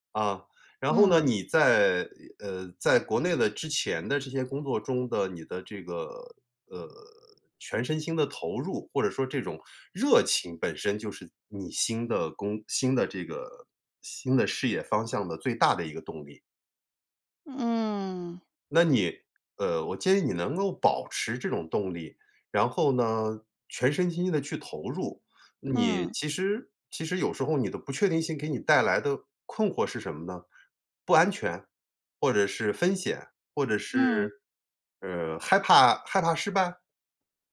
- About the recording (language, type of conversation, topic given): Chinese, advice, 在不确定的情况下，如何保持实现目标的动力？
- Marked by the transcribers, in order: other background noise; "风险" said as "分险"